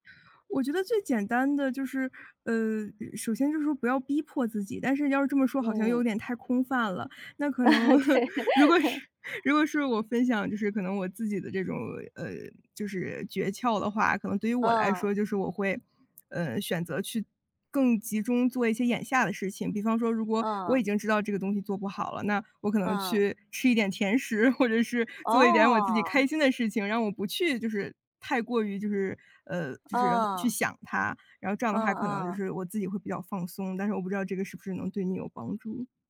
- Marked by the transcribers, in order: laugh; chuckle; laughing while speaking: "对"; laughing while speaking: "如果是"
- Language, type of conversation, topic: Chinese, advice, 我该如何在同时管理多个创作项目时理清思路并避免混乱？